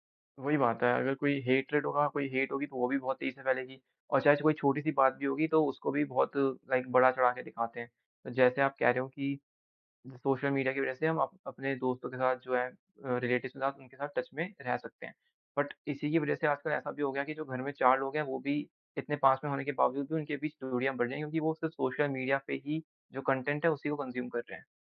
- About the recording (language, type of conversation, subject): Hindi, unstructured, सोशल मीडिया के साथ आपका रिश्ता कैसा है?
- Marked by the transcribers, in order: in English: "हैट्रैड"; in English: "हेट"; in English: "लाइक"; in English: "रिलेटिवस"; in English: "टच"; in English: "बट"; in English: "कंज्यूम"; in English: "कंज्यूम"